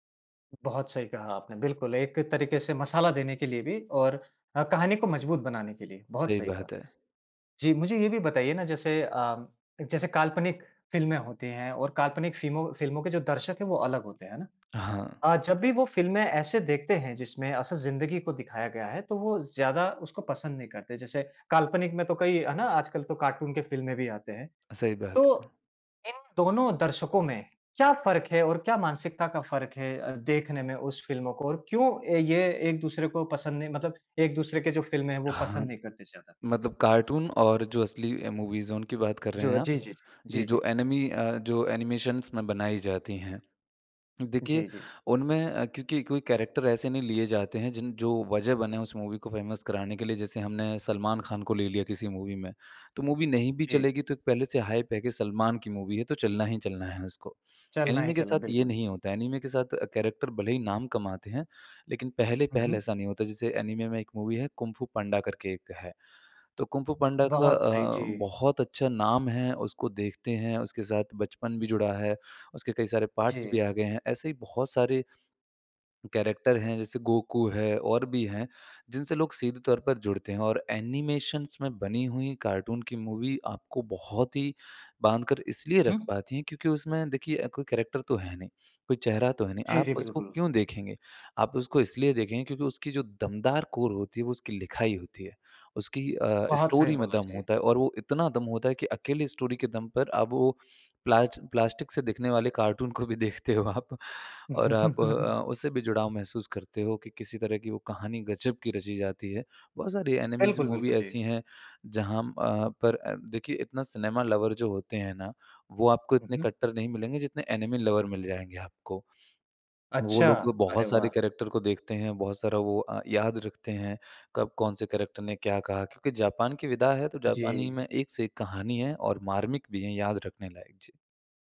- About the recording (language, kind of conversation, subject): Hindi, podcast, किस फिल्म ने आपको असल ज़िंदगी से कुछ देर के लिए भूलाकर अपनी दुनिया में खो जाने पर मजबूर किया?
- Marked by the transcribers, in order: in English: "मूवीज़"; in English: "एनीमे"; in English: "एनिमेशन्स"; in English: "कैरेक्टर"; in English: "मूवी"; in English: "फ़ेमस"; in English: "मूवी"; in English: "मूवी"; in English: "हाइप"; in English: "मूवी"; in English: "एनीमे"; in English: "एनीमे"; in English: "कैरेक्टर"; in English: "एनीमे"; in English: "मूवी"; in English: "पार्ट्स"; in English: "कैरेक्टर"; in English: "एनिमेशन्स"; in English: "मूवी"; in English: "कैरेक्टर"; in English: "कोर"; in English: "स्टोरी"; in English: "स्टोरी"; laughing while speaking: "देखते हो आप"; chuckle; in English: "एनीमेज़ मूवी"; in English: "सिनेमा लवर"; in English: "एनीमे लवर"; in English: "कैरेक्टर"; in English: "कैरेक्टर"